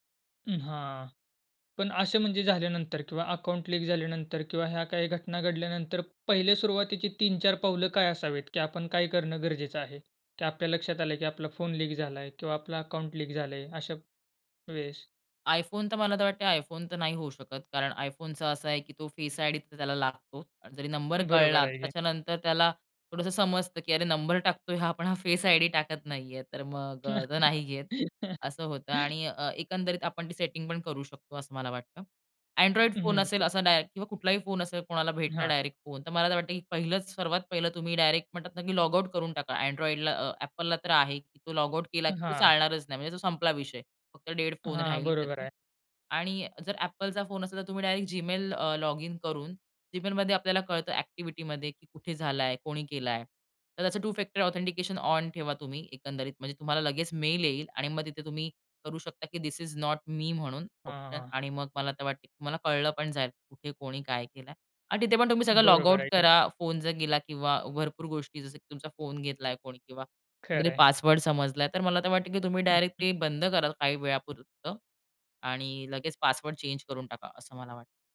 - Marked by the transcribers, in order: in English: "अकाउंट लीक"; in English: "लीक"; in English: "अकाउंट लीक"; tapping; in English: "फेस आयडी"; laughing while speaking: "हा पण हा"; in English: "फेस आयडी"; laugh; unintelligible speech; in English: "डेड"; in English: "टू फॅक्टर ऑथेंटिकेशन"; in English: "धिस इस नोट मी"; chuckle; in English: "चेंज"
- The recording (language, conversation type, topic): Marathi, podcast, पासवर्ड आणि खात्यांच्या सुरक्षिततेसाठी तुम्ही कोणत्या सोप्या सवयी पाळता?